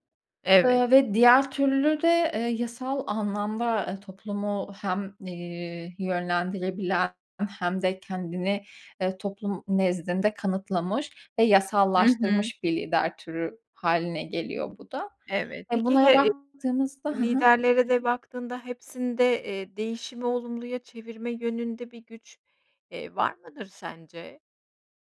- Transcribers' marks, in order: other background noise
- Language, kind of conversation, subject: Turkish, podcast, Bir grup içinde ortak zorluklar yaşamak neyi değiştirir?